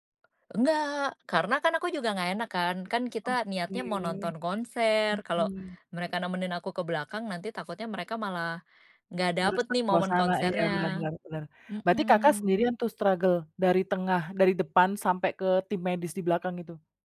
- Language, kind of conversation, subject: Indonesian, podcast, Apa pengalaman konser atau pertunjukan musik yang paling berkesan buat kamu?
- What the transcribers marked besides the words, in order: tapping; other background noise; background speech; in English: "struggle"